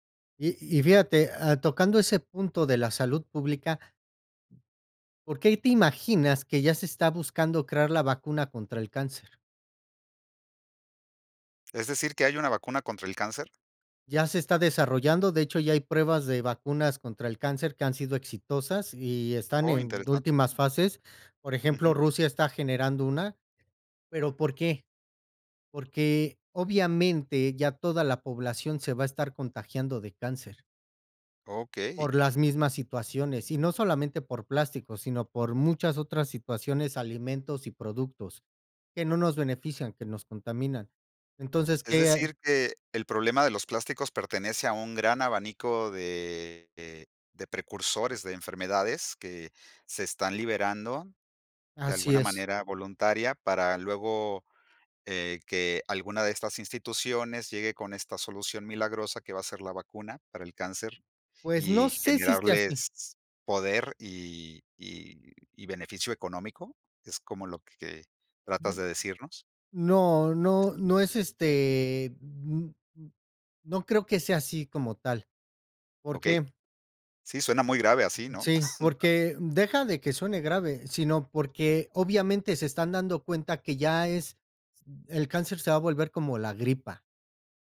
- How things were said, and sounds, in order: other background noise; tapping; other noise; chuckle
- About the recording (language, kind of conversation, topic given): Spanish, podcast, ¿Qué opinas sobre el problema de los plásticos en la naturaleza?